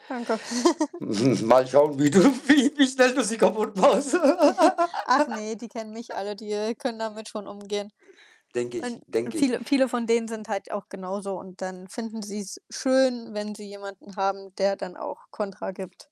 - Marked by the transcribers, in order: giggle; chuckle; distorted speech; laughing while speaking: "du wie wie schnell du sie kaputtmachst"; chuckle; laugh; tapping; static; background speech
- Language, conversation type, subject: German, unstructured, Hast du ein Lieblingsfoto aus deiner Kindheit, und warum ist es für dich besonders?
- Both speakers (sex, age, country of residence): female, 25-29, Germany; male, 45-49, Germany